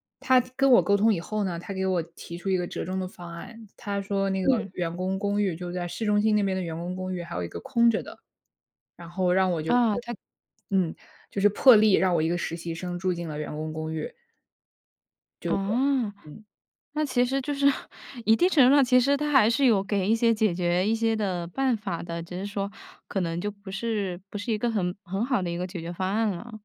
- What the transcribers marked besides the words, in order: laughing while speaking: "就是"; other background noise
- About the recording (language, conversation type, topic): Chinese, podcast, 你是怎么争取加薪或更好的薪酬待遇的？